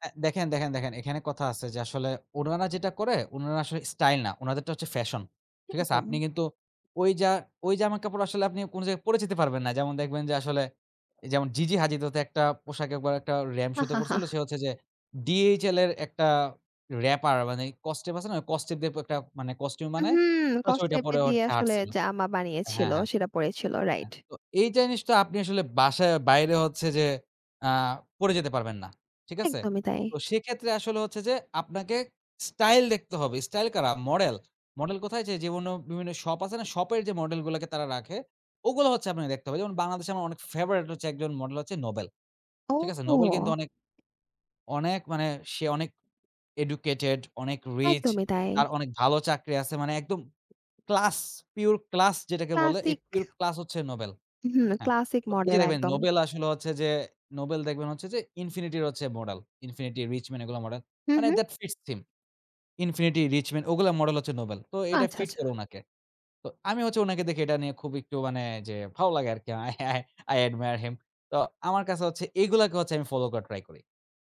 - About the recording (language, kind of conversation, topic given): Bengali, podcast, স্টাইল বদলানোর ভয় কীভাবে কাটিয়ে উঠবেন?
- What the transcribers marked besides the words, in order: "উনারা" said as "উরারা"; other background noise; tapping; chuckle; "জিনিসটা" said as "জাইনিসটা"; "মডেল" said as "মডাল"; in English: "that fits him"; laughing while speaking: "I I"; in English: "I admire him"